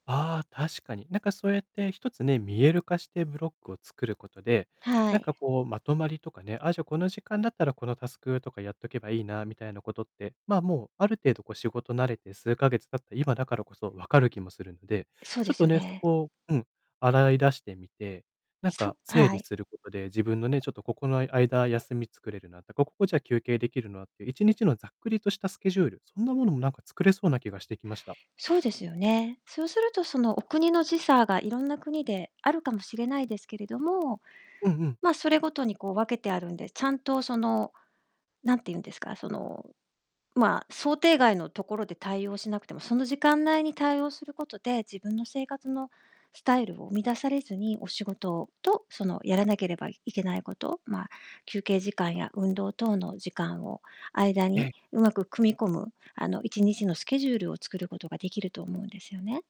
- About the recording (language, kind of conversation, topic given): Japanese, advice, ルーチンを作れず毎日が散漫になってしまうのですが、どうすれば整えられますか？
- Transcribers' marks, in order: tapping; distorted speech